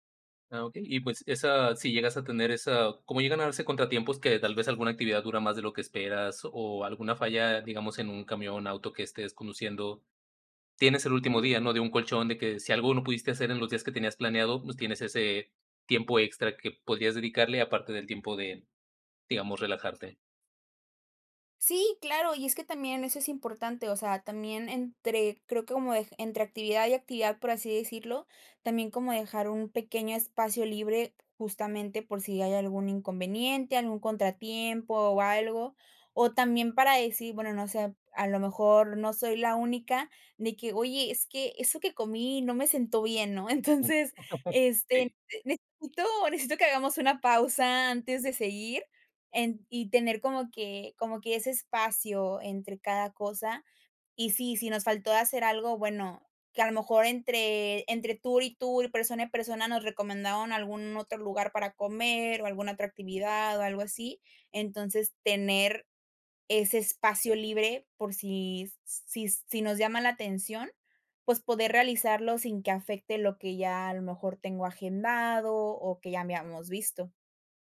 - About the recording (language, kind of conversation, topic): Spanish, podcast, ¿Qué te fascina de viajar por placer?
- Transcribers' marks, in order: other noise; chuckle; laughing while speaking: "Entonces"